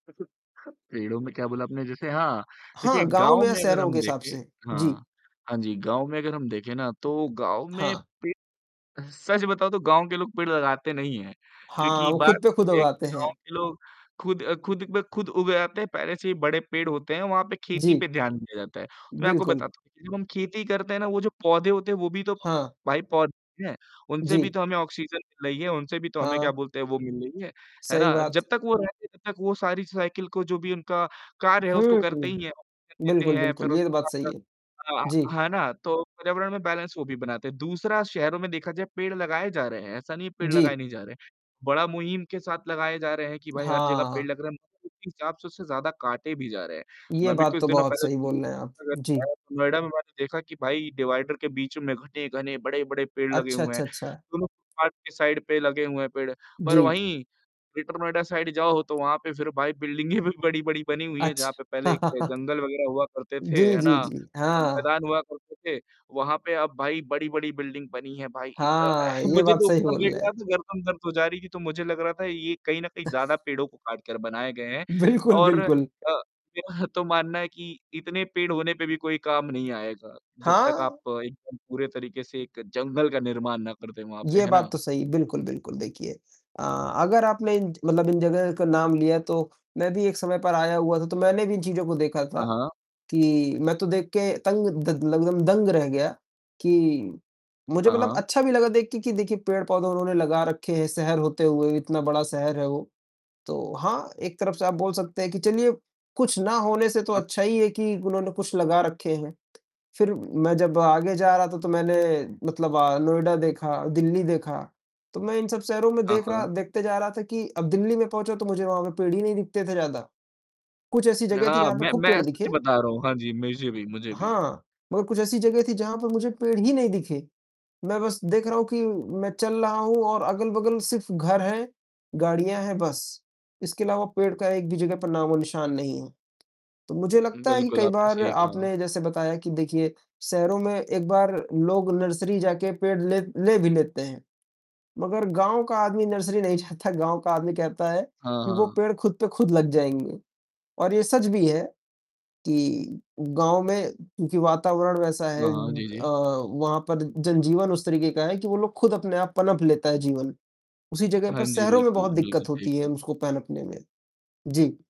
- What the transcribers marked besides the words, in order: chuckle; distorted speech; in English: "साइकल"; in English: "बैलन्स"; unintelligible speech; in English: "डिवाइडर"; in English: "साइड"; tapping; in English: "साइड"; in English: "बिल्डिंगें भी"; laughing while speaking: "बिल्डिंगें भी"; laugh; in English: "बिल्डिंग"; chuckle; other noise; laughing while speaking: "बिल्कुल"; laughing while speaking: "मेरा"; in English: "नर्सरी"; in English: "नर्सरी"; laughing while speaking: "जाता"
- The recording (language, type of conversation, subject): Hindi, unstructured, आपको क्या लगता है कि हर दिन एक पेड़ लगाने से क्या फर्क पड़ेगा?